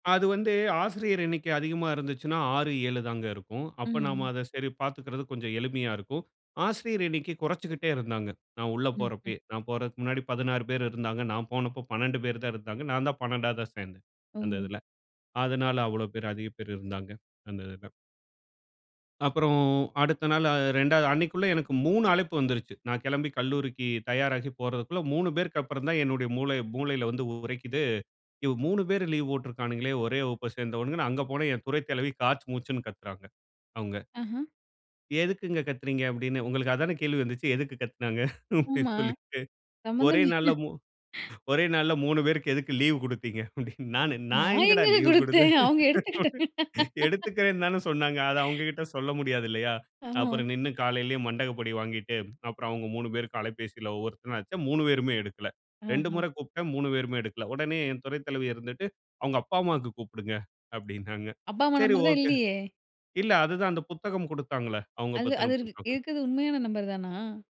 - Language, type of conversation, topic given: Tamil, podcast, மெண்டர்-மென்டீ உறவுக்கு எல்லைகள் வகுக்கவேண்டுமா?
- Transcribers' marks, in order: laughing while speaking: "அப்டின்னு சொல்லிட்டு"; laughing while speaking: "ஒரே நாள்ல மூணு பேருக்கு எதுக்கு … சொல்ல முடியாது இல்லயா?"; laugh; laughing while speaking: "நான் எங்கங்க குடுத்தேன்? அவங்க எடுத்துக்கிட்டாங்க"; laugh; other noise; chuckle